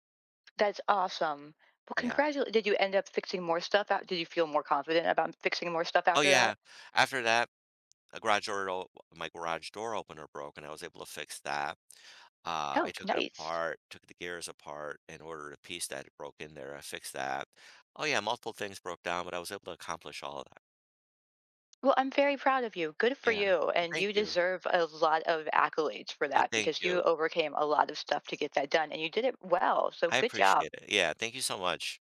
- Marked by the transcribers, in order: tapping
- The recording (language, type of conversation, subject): English, advice, How can I celebrate my achievement?
- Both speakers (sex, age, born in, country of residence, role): female, 45-49, United States, United States, advisor; male, 60-64, Italy, United States, user